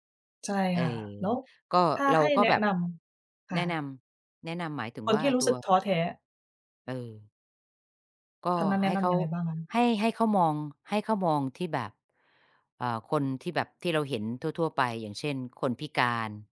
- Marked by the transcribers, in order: tapping
- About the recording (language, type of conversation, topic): Thai, unstructured, อะไรคือสิ่งเล็กๆ ที่ทำให้คุณมีความสุขในแต่ละวัน?